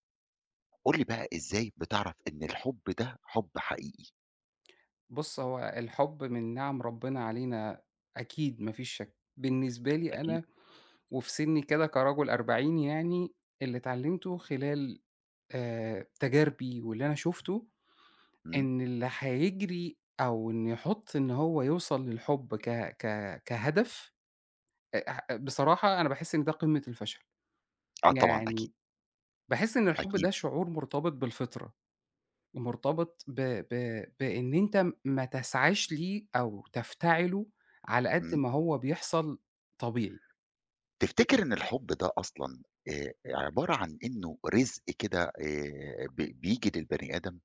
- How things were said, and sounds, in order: tapping; other background noise
- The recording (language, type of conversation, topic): Arabic, podcast, إزاي بتعرف إن ده حب حقيقي؟